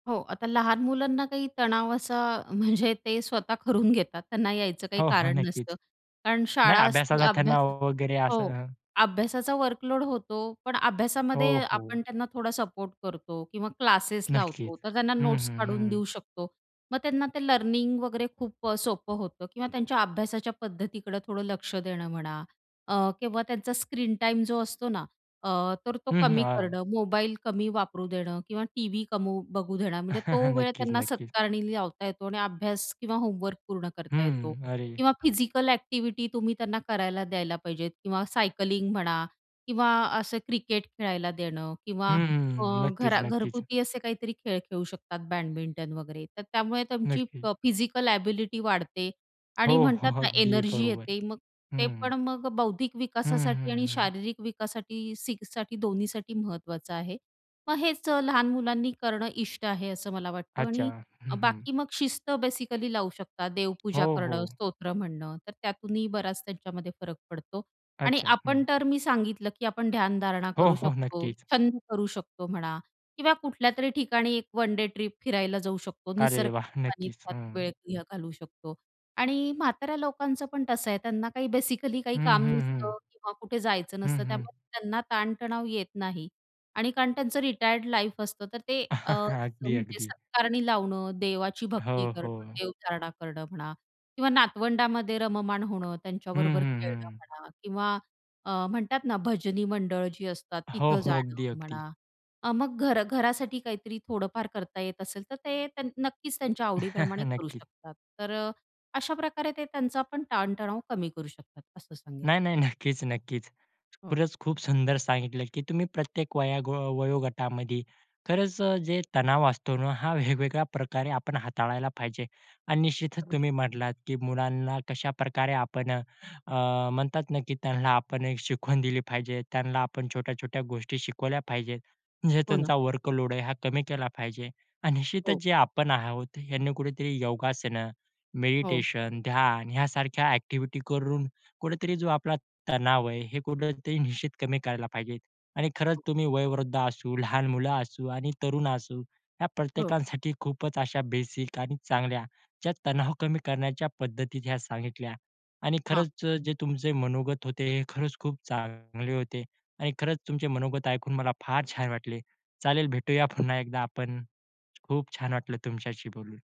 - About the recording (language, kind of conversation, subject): Marathi, podcast, तणाव कमी करण्यासाठी रोजच्या आयुष्यात सहज करता येतील असे मूलभूत उपाय तुम्ही कोणते सुचवाल?
- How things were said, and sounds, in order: chuckle; laughing while speaking: "करून घेतात"; tapping; in English: "नोट्स"; "कमी" said as "कमु"; chuckle; in English: "सायकलिंग"; other background noise; chuckle; in English: "बेसिकली"; in English: "वन डे"; unintelligible speech; in English: "बेसिकली"; in English: "लाईफ"; chuckle; chuckle; chuckle; other noise